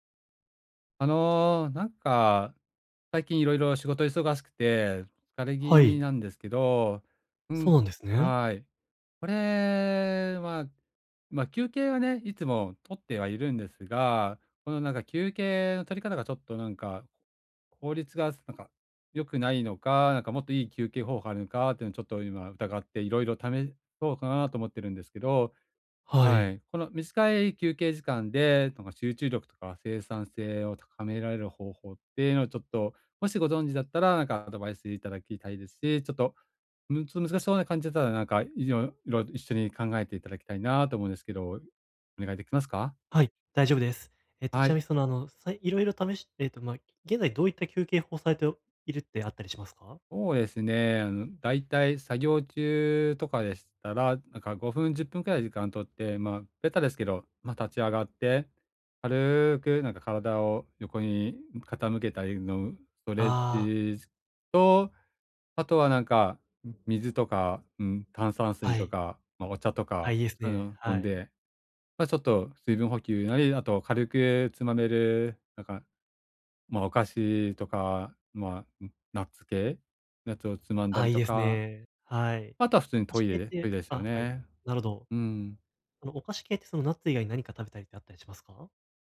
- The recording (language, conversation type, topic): Japanese, advice, 短い休憩で集中力と生産性を高めるにはどうすればよいですか？
- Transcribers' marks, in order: other background noise